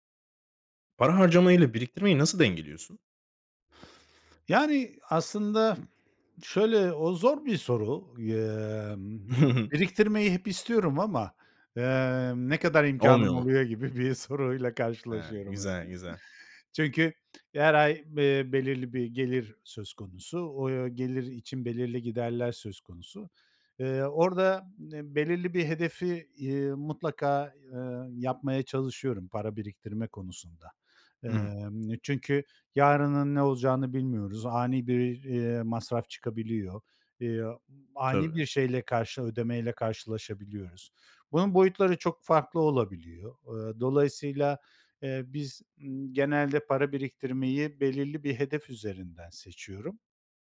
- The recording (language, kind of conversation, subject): Turkish, podcast, Harcama ve birikim arasında dengeyi nasıl kuruyorsun?
- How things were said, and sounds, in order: scoff; laughing while speaking: "soruyla karşılaşıyorum hep"; other background noise